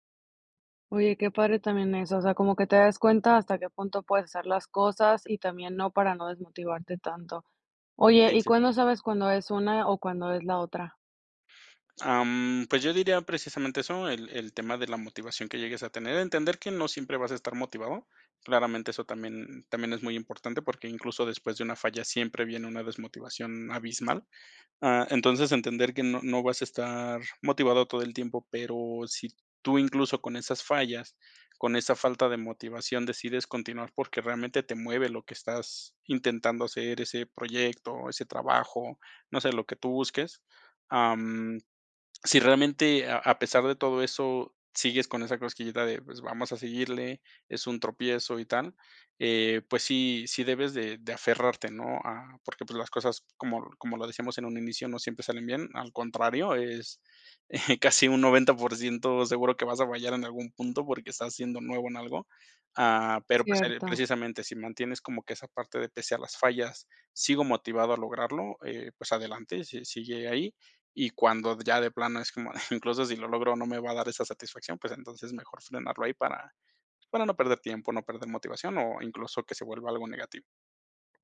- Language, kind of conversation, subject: Spanish, podcast, ¿Cómo recuperas la confianza después de fallar?
- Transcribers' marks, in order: other background noise; chuckle